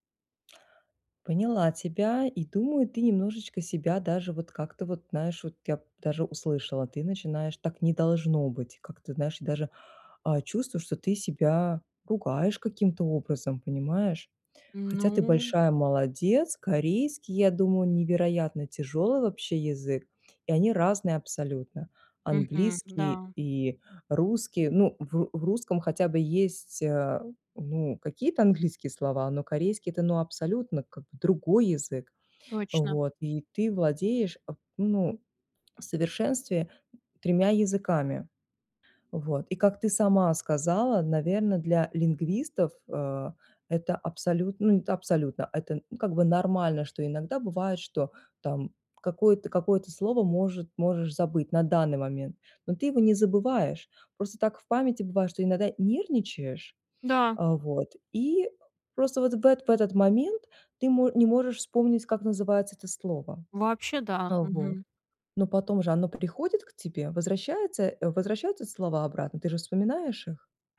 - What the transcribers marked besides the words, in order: tapping; "знаешь" said as "наешь"
- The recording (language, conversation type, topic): Russian, advice, Как справиться с языковым барьером во время поездок и общения?